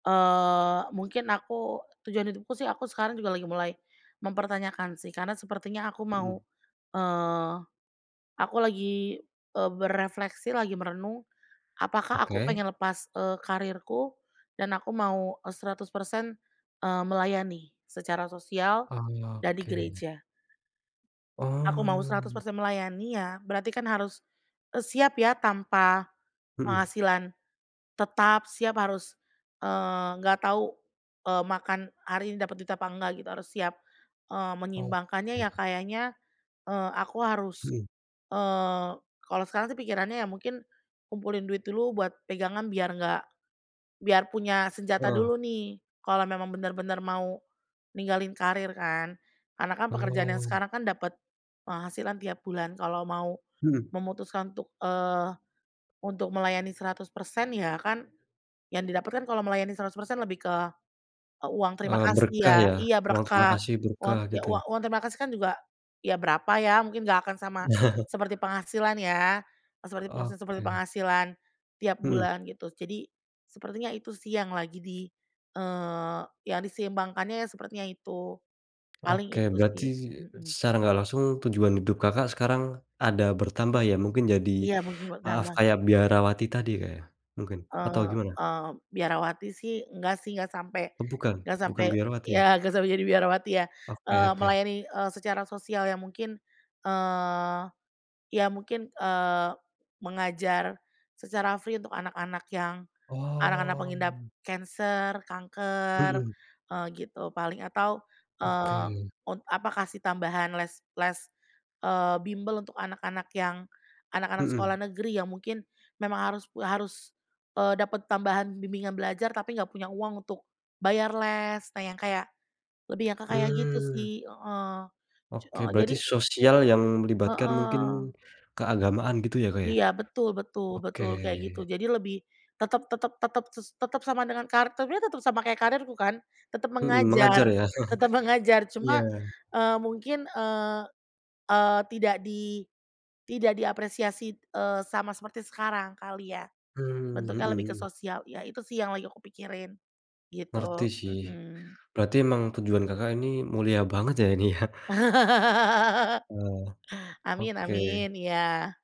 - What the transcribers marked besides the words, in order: other background noise; drawn out: "Oh"; chuckle; tapping; in English: "free"; drawn out: "Oh"; chuckle; laugh; laughing while speaking: "ya"
- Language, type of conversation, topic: Indonesian, podcast, Bagaimana kamu menyeimbangkan tujuan hidup dan karier?
- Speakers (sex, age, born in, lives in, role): female, 30-34, Indonesia, Indonesia, guest; male, 25-29, Indonesia, Indonesia, host